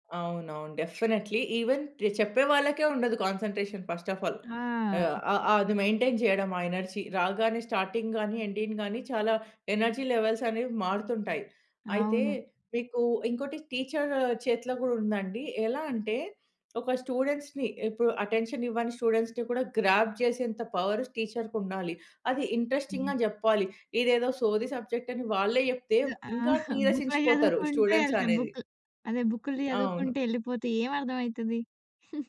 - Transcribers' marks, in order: in English: "డెఫినైట్‌లి, ఈవెన్"; in English: "కాన్సన్‌ట్రేషన్ ఫస్ట్ ఆఫ్ ఆల్"; in English: "మెయింటైన్"; in English: "ఎనర్జీ"; in English: "స్టార్టింగ్"; in English: "ఎండింగ్"; in English: "ఎనర్జీ లెవెల్స్"; in English: "టీచర్"; in English: "స్టూడెంట్స్‌ని"; in English: "అటెన్షన్"; in English: "స్టూడెంట్స్‌ని"; in English: "గ్రాబ్"; in English: "పవర్"; in English: "ఇంట్రెస్టింగ్‌గా"; in English: "సబ్జెక్ట్"; other background noise; in English: "బుక్‌లో"; "నీరసించిపోతారు" said as "టీయసించిపోతారు"; in English: "స్టూడెంట్స్"; in English: "బుక్"; giggle
- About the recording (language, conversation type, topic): Telugu, podcast, పరీక్షల ఒత్తిడిని తగ్గించుకోవడానికి మనం ఏమి చేయాలి?